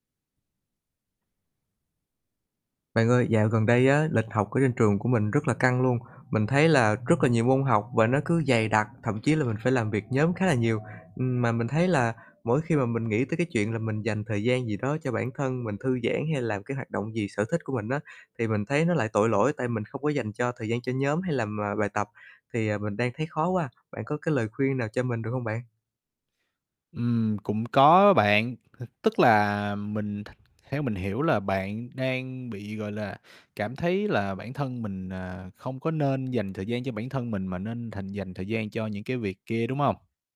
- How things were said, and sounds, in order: other background noise; tapping; chuckle
- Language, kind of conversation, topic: Vietnamese, advice, Vì sao bạn cảm thấy tội lỗi khi dành thời gian cho bản thân?